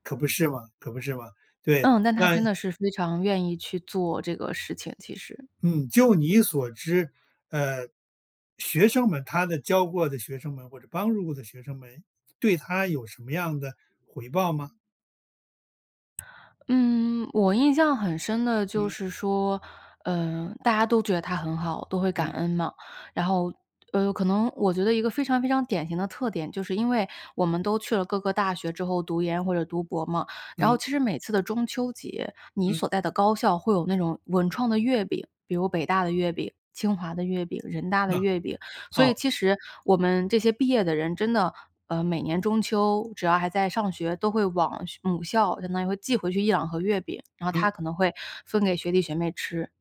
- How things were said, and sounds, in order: other background noise
- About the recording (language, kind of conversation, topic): Chinese, podcast, 你受益最深的一次导师指导经历是什么？